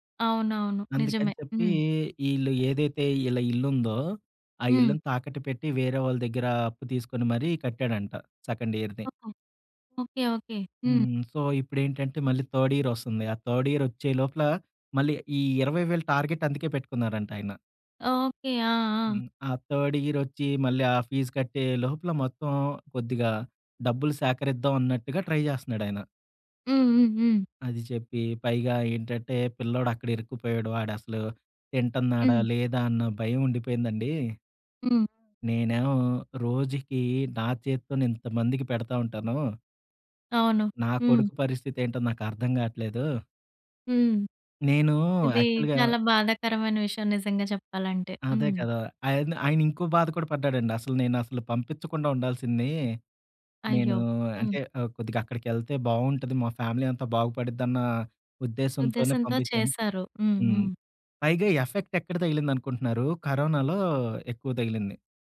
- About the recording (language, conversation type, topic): Telugu, podcast, ఒక స్థానిక మార్కెట్‌లో మీరు కలిసిన విక్రేతతో జరిగిన సంభాషణ మీకు ఎలా గుర్తుంది?
- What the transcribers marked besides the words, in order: in English: "సెకండ్ ఇయర్‌ది"; in English: "సో"; in English: "థర్డ్ ఇయర్"; in English: "థర్డ్ ఇయర్"; in English: "టార్గెట్"; in English: "థర్డ్ ఇయర్"; in English: "ట్రై"; in English: "యాక్చువల్‌గా"; in English: "ఫ్యామిలీ"; in English: "ఎఫెక్ట్"